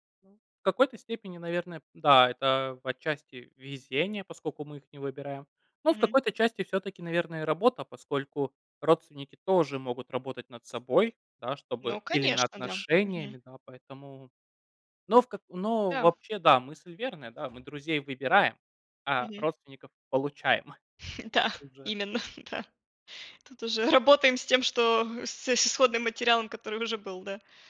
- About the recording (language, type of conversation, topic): Russian, unstructured, Почему, по вашему мнению, иногда бывает трудно прощать близких людей?
- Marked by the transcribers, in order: chuckle; laughing while speaking: "Да"; chuckle